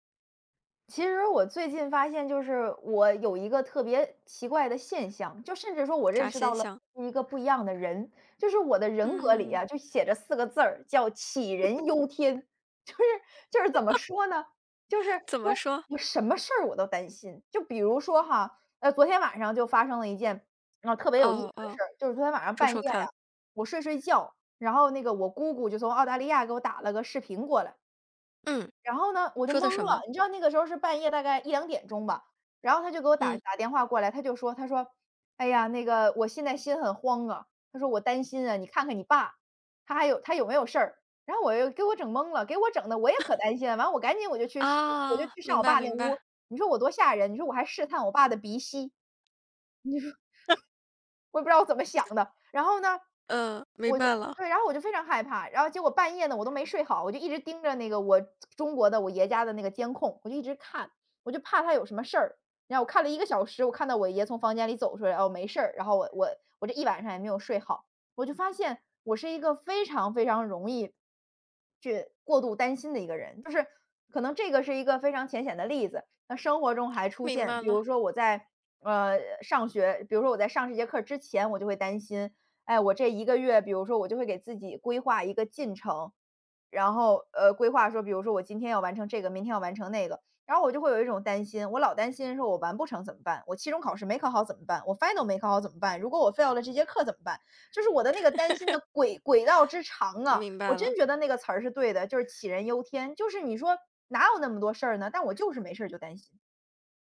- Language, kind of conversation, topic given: Chinese, advice, 我想停止过度担心，但不知道该从哪里开始，该怎么办？
- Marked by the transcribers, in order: other noise; laugh; laughing while speaking: "就是"; laugh; laughing while speaking: "怎么说？"; laugh; laughing while speaking: "你说"; laugh; chuckle; in English: "final"; in English: "fail"; laugh